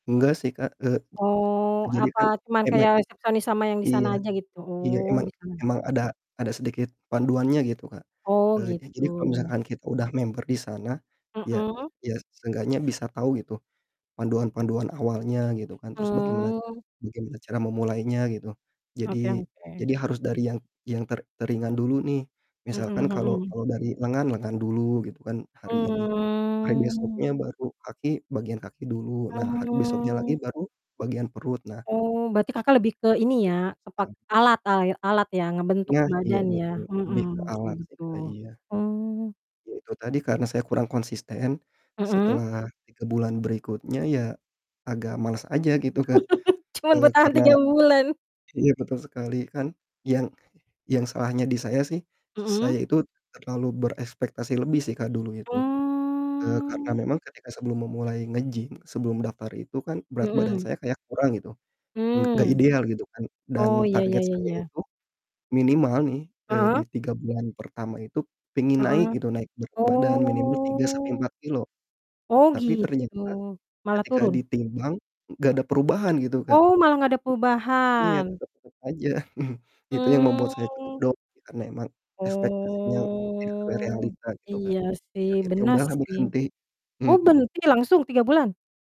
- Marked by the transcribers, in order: in English: "member"; other background noise; static; distorted speech; drawn out: "Mmm"; drawn out: "Mmm"; unintelligible speech; laugh; drawn out: "Mmm"; drawn out: "Oh"; chuckle; drawn out: "Mmm"; in English: "down"; drawn out: "Oh"
- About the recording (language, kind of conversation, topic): Indonesian, unstructured, Hobi apa yang membuat kamu merasa lebih rileks?